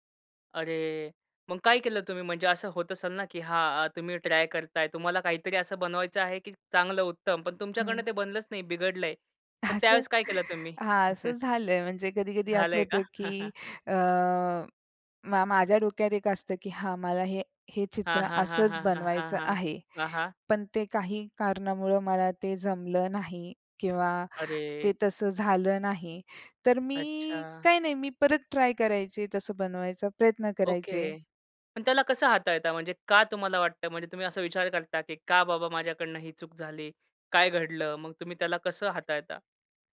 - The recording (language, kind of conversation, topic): Marathi, podcast, तुम्हाला कोणता छंद सर्वात जास्त आवडतो आणि तो का आवडतो?
- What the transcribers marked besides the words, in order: other background noise; tapping; laughing while speaking: "असं"; chuckle